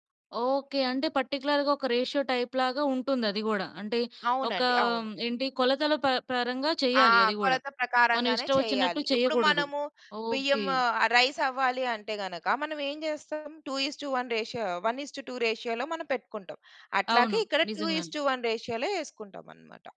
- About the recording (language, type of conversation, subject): Telugu, podcast, మీ పనిని మీ కుటుంబం ఎలా స్వీకరించింది?
- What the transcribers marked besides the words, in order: in English: "పర్టిక్యులర్‌గా"; in English: "రేషియో టైప్"; in English: "రైస్"; in English: "టూ ఇస్ టు వన్ రేషియో, వన్ ఇస్ టు టూ రేషియోలో"; in English: "టూ ఇస్ టు వన్ రేషియోలో"